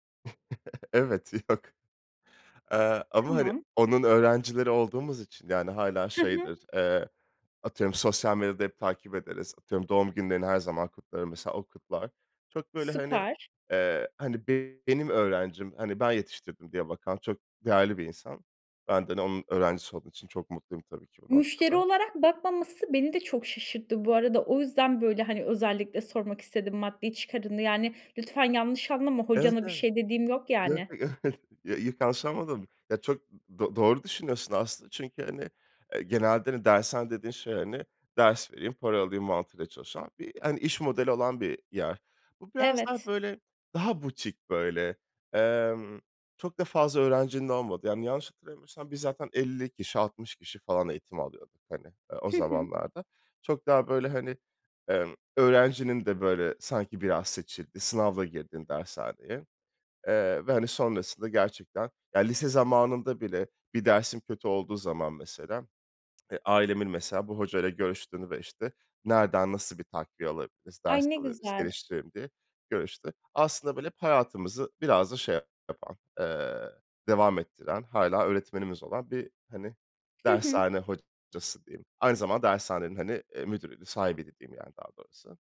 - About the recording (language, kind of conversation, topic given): Turkish, podcast, Beklenmedik bir karşılaşmanın hayatını değiştirdiği zamanı anlatır mısın?
- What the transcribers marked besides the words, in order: chuckle; laughing while speaking: "yok"; tapping; laughing while speaking: "Yo yo"; other background noise